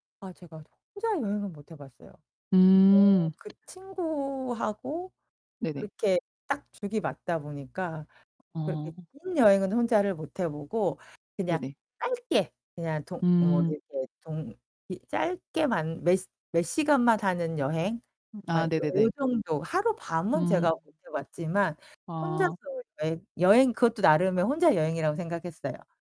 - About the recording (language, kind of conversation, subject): Korean, podcast, 여행하면서 배운 가장 큰 교훈은 무엇인가요?
- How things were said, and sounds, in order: tapping; distorted speech; "하룻밤" said as "하루밤"